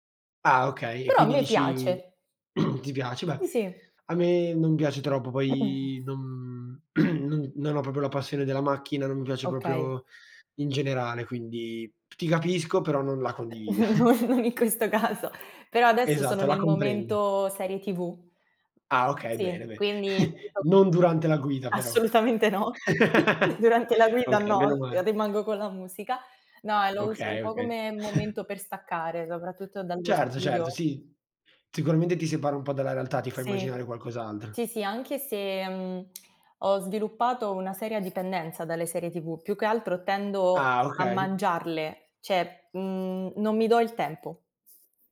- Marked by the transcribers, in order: other background noise; throat clearing; throat clearing; "proprio" said as "propio"; "proprio" said as "propio"; laughing while speaking: "non non in questo caso"; chuckle; unintelligible speech; laughing while speaking: "Assolutamente no. Durante"; chuckle; chuckle; chuckle; tapping; lip smack; "cioè" said as "ceh"
- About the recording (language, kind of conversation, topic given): Italian, unstructured, Qual è il tuo hobby preferito e perché ti piace così tanto?